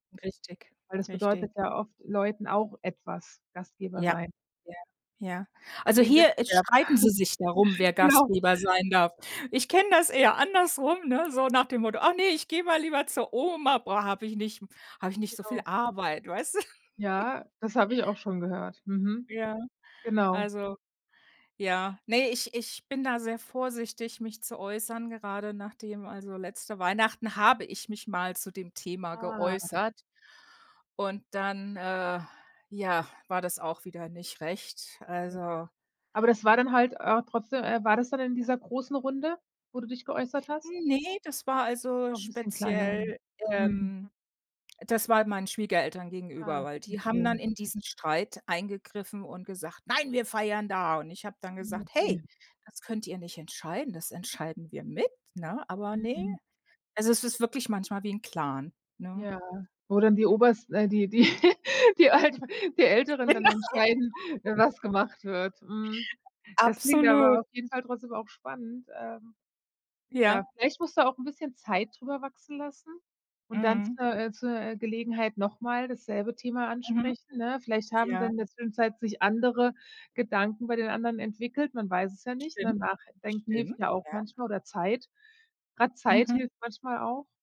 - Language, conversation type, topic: German, advice, Wie gehst du mit dem Erwartungsdruck um, regelmäßig zu Familienfeiern zu erscheinen?
- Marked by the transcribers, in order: giggle; laughing while speaking: "Genau"; joyful: "Ich kenne das eher andersrum … lieber zur Oma"; chuckle; put-on voice: "Nein, wir feiern da"; other background noise; giggle; laughing while speaking: "die Alter"; laughing while speaking: "Genau"; giggle